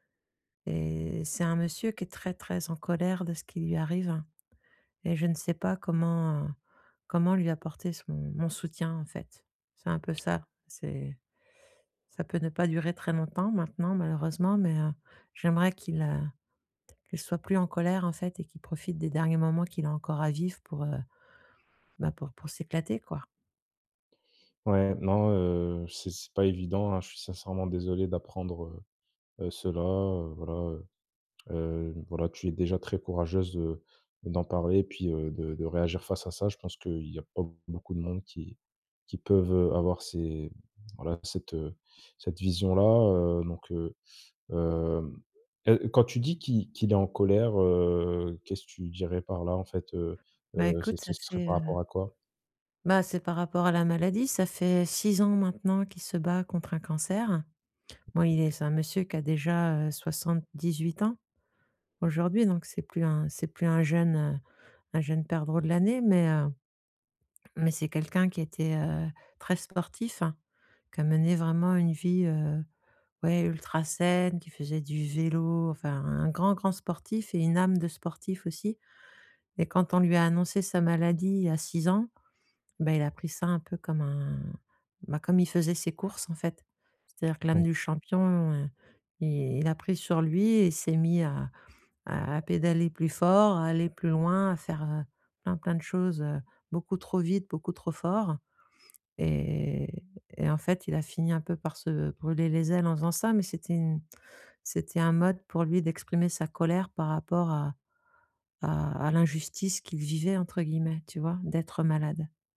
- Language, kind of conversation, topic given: French, advice, Comment gérer l’aide à apporter à un parent âgé malade ?
- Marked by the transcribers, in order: other background noise; unintelligible speech